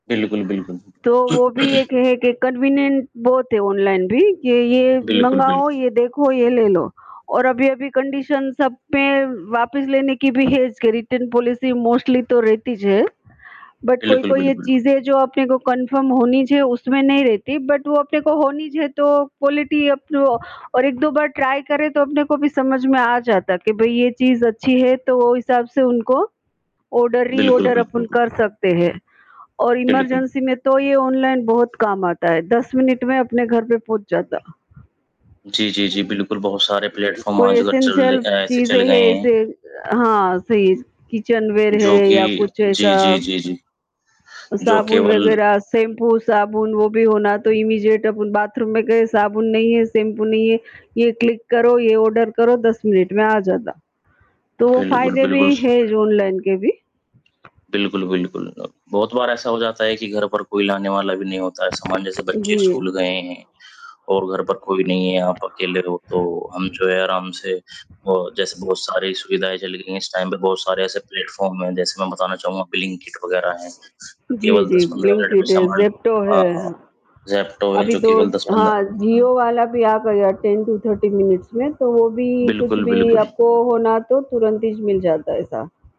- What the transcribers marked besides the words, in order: static; throat clearing; in English: "कन्वीनिएंट"; in English: "कंडीशन्स"; in English: "रिटर्न पॉलिसी मोस्टली"; in English: "बट"; in English: "कन्फर्म"; in English: "बट"; in English: "क्वालिटी"; in English: "ट्राई"; in English: "ऑर्डर, री-ऑर्डर"; in English: "इमरजेंसी"; in English: "प्लेटफ़ॉर्म"; in English: "एसेंशियल"; in English: "किचनवेयर"; other background noise; in English: "इमीजिएट"; "इमीडिएट" said as "इमीजिएट"; in English: "बाथरूम"; in English: "क्लिक"; in English: "ऑर्डर"; in English: "टाइम"; in English: "प्लेटफॉर्म"; tapping; in English: "टेन टू थर्टी मिनट्स"
- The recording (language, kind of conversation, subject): Hindi, unstructured, ऑनलाइन खरीदारी और बाजार में खरीदारी में से आप किसे चुनेंगे?
- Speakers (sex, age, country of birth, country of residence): female, 45-49, India, India; male, 25-29, India, India